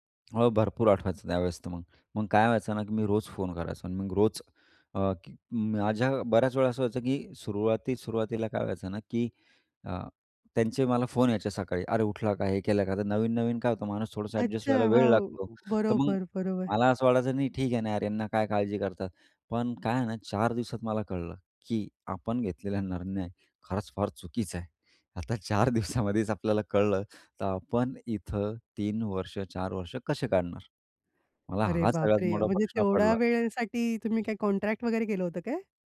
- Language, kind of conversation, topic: Marathi, podcast, लांब राहूनही कुटुंबाशी प्रेम जपण्यासाठी काय कराल?
- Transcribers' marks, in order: tapping; other noise; "निर्णय" said as "नर्णय"; laughing while speaking: "आता चार दिवसामध्येच आपल्याला कळलं"; "कसे" said as "कशे"; other background noise